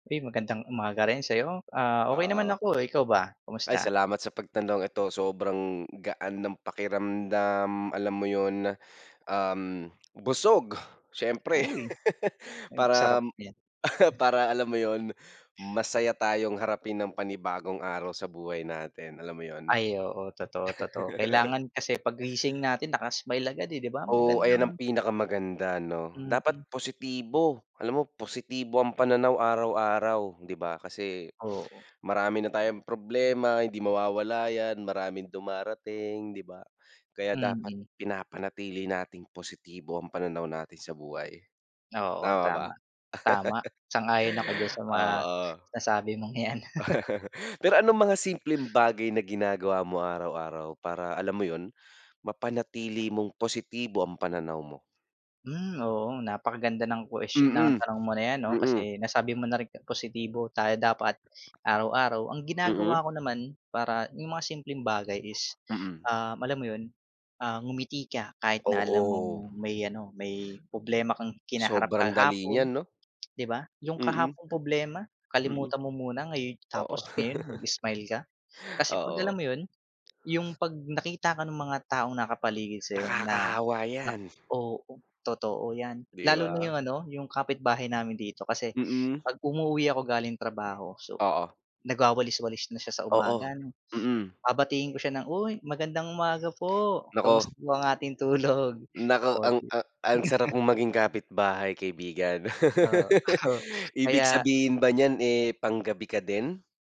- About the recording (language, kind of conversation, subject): Filipino, unstructured, Paano mo pinananatili ang positibong pananaw sa buhay?
- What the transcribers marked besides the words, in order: tapping; stressed: "busog"; laugh; chuckle; laugh; laugh; laughing while speaking: "yan"; chuckle; other background noise; chuckle; laughing while speaking: "tulog?"; chuckle; laugh; chuckle